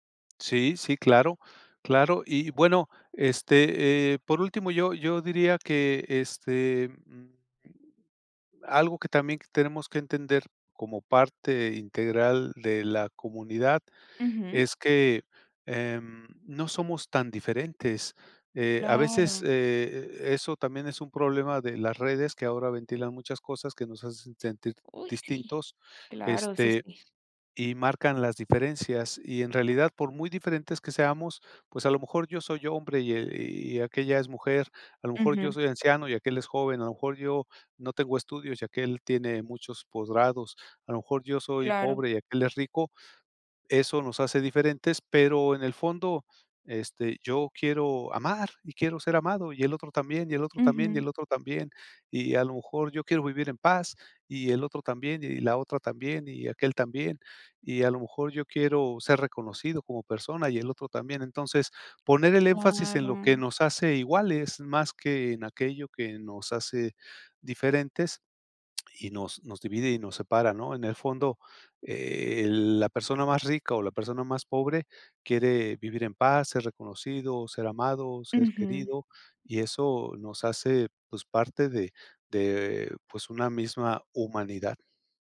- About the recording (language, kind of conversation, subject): Spanish, podcast, ¿Qué valores consideras esenciales en una comunidad?
- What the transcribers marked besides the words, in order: tapping